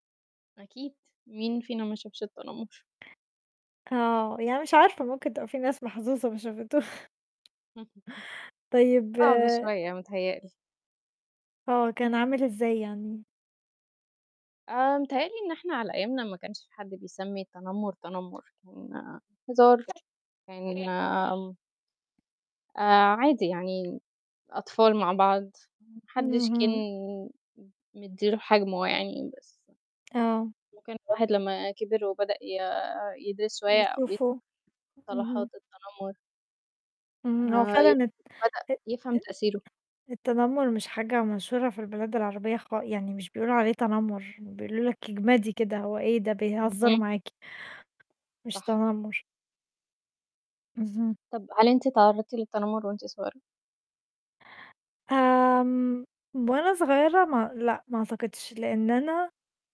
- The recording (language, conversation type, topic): Arabic, unstructured, إيه رأيك في تأثير التنمّر جوّه المدارس على التعلّم؟
- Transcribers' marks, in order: laughing while speaking: "ما شافته"; chuckle; baby crying; tapping; distorted speech; other background noise